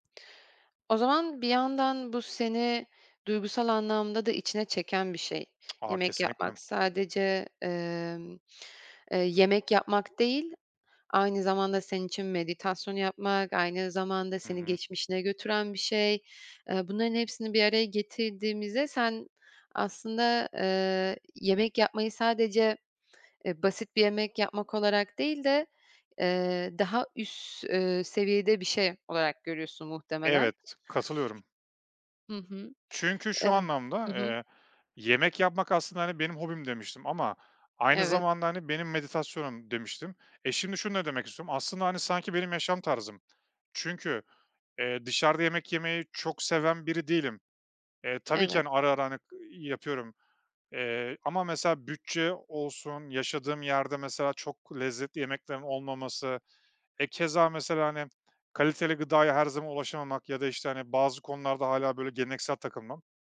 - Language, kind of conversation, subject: Turkish, podcast, Basit bir yemek hazırlamak seni nasıl mutlu eder?
- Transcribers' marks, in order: tapping; background speech; other background noise